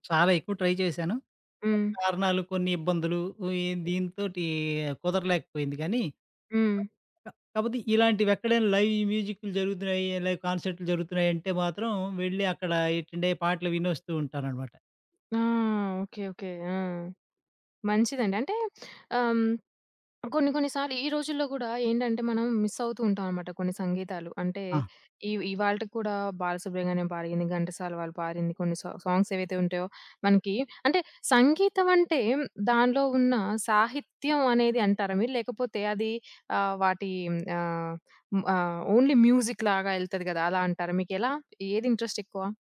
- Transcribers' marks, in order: in English: "ట్రై"; other background noise; in English: "లైవ్"; in English: "లైవ్"; in English: "ఎటెండ్"; in English: "సా సాంగ్స్"; in English: "ఓన్లీ మ్యూజిక్"; in English: "ఇంట్రెస్ట్"
- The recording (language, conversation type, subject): Telugu, podcast, ప్రత్యక్ష సంగీత కార్యక్రమానికి ఎందుకు వెళ్తారు?